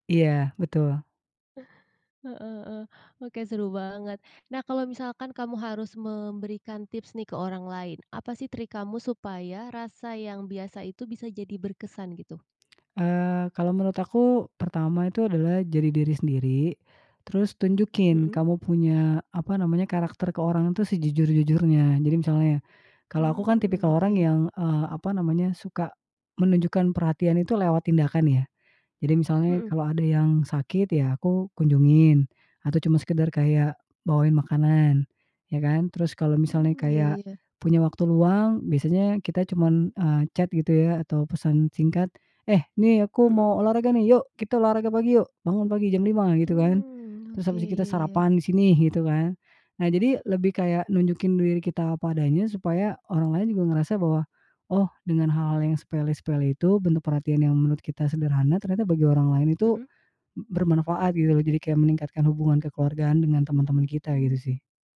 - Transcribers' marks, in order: in English: "chat"; "diri" said as "duiri"
- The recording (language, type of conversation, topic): Indonesian, podcast, Apa trikmu agar hal-hal sederhana terasa berkesan?